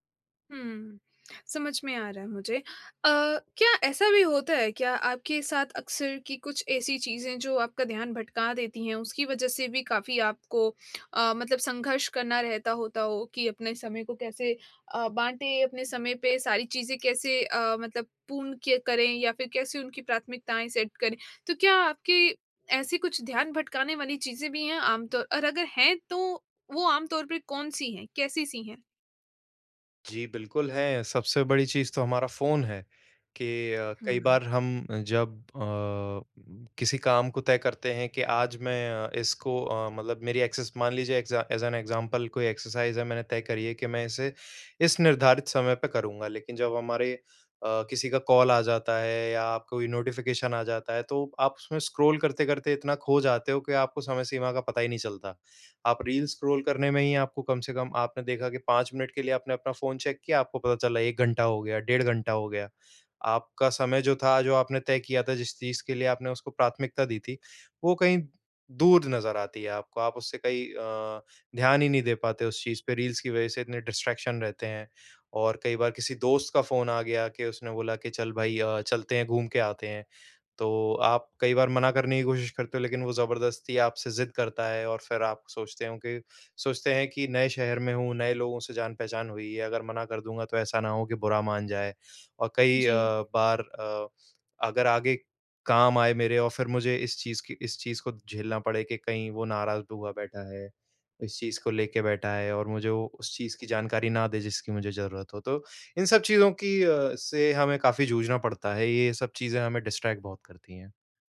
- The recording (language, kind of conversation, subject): Hindi, advice, कई कार्यों के बीच प्राथमिकताओं का टकराव होने पर समय ब्लॉक कैसे बनाऊँ?
- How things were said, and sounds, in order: in English: "सेट"; in English: "एक्सेस"; in English: "एग्ज़ा एज़ एन एग्जाम्पल"; in English: "एक्सरसाइज"; in English: "कॉल"; in English: "नोटिफिकेशन"; horn; in English: "रील्स"; in English: "डिस्ट्रैक्शन"; in English: "डिस्ट्रैक्ट"